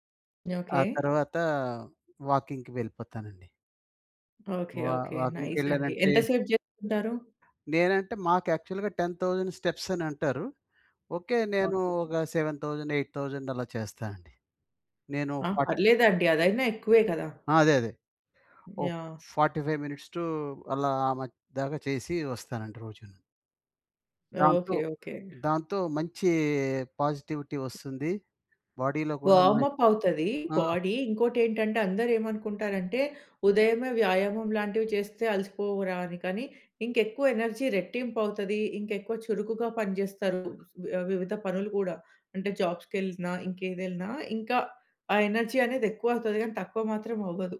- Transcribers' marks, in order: in English: "వాకింగ్‌కి"; in English: "నైస్"; tapping; in English: "యాక్చువల్గా టెన్ థౌసండ్ స్టెప్స్"; in English: "సెవెన్ థౌసండ్ ఎయిట్ థౌసండ్"; in English: "ఫార్టీ ఫైవ్ మినిట్స్ టూ"; in English: "పాజిటివిటీ"; other background noise; in English: "బాడీలో"; in English: "వార్మ్ అప్"; in English: "బాడీ"; in English: "ఎనర్జీ"; in English: "ఎనర్జీ"
- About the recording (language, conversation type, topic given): Telugu, podcast, రోజూ ఏ అలవాట్లు మానసిక ధైర్యాన్ని పెంచడంలో సహాయపడతాయి?